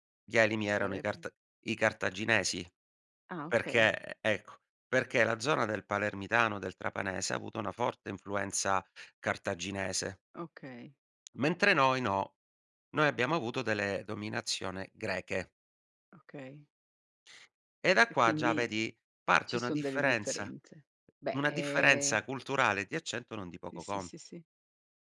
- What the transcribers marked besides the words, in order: none
- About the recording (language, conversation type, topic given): Italian, podcast, Che ruolo ha la lingua nella tua identità?